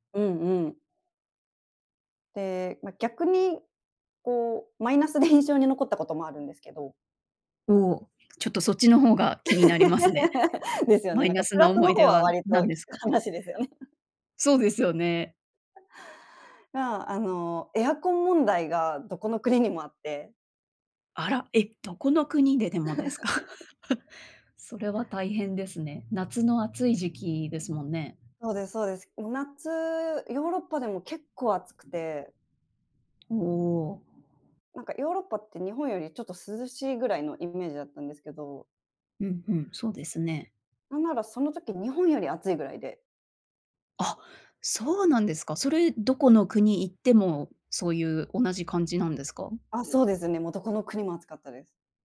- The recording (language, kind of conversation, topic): Japanese, podcast, 一番忘れられない旅行の話を聞かせてもらえますか？
- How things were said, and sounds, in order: other background noise; laughing while speaking: "マイナスで印象に"; laugh; laughing while speaking: "聞く話ですよね"; chuckle; laughing while speaking: "どこの国にもあって"; chuckle; laughing while speaking: "ですか？"; chuckle; other street noise